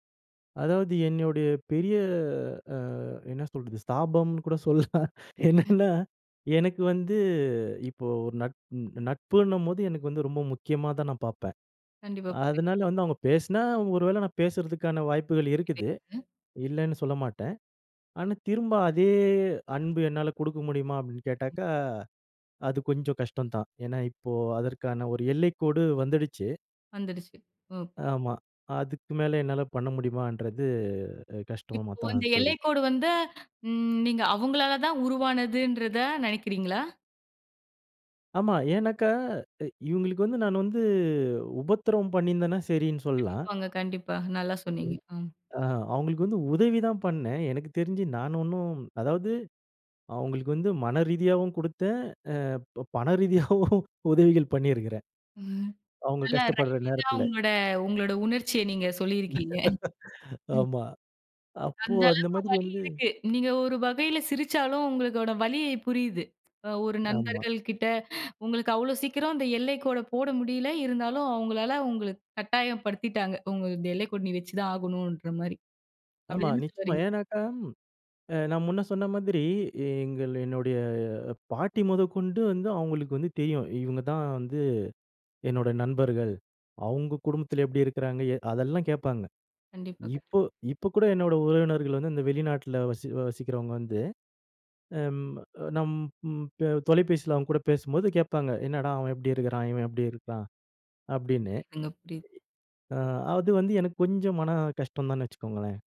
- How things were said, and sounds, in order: drawn out: "அ"; laughing while speaking: "சொல்லலாம். என்னன்னா"; other noise; other background noise; unintelligible speech; laughing while speaking: "பணரீதியாவும் உதவிகள் பண்ணியிருக்குறேன்"; in English: "ரைமிங்கா"; laugh; "உங்களோட" said as "உங்களுக்கோட"; inhale
- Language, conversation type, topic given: Tamil, podcast, நண்பர்கள் இடையே எல்லைகள் வைத்துக் கொள்ள வேண்டுமா?
- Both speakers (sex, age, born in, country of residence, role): female, 25-29, India, India, host; male, 40-44, India, India, guest